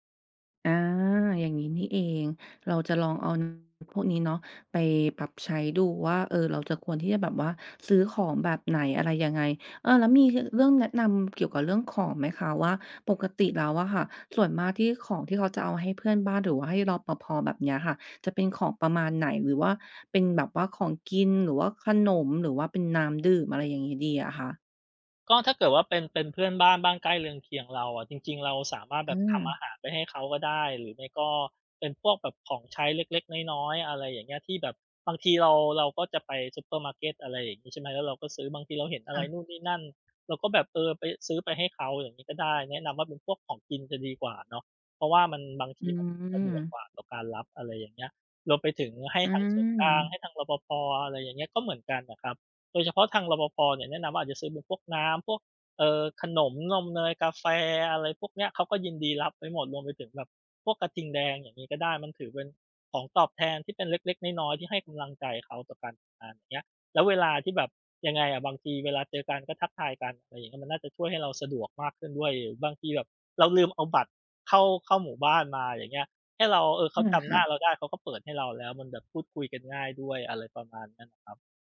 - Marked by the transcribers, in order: none
- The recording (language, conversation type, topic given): Thai, advice, ย้ายบ้านไปพื้นที่ใหม่แล้วรู้สึกเหงาและไม่คุ้นเคย ควรทำอย่างไรดี?